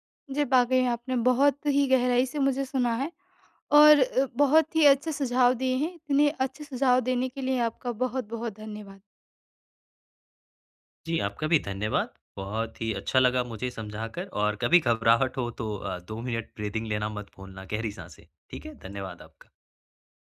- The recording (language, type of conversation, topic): Hindi, advice, मैं काम टालने और हर बार आख़िरी पल में घबराने की आदत को कैसे बदल सकता/सकती हूँ?
- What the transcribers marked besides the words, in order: in English: "ब्रीदिंग"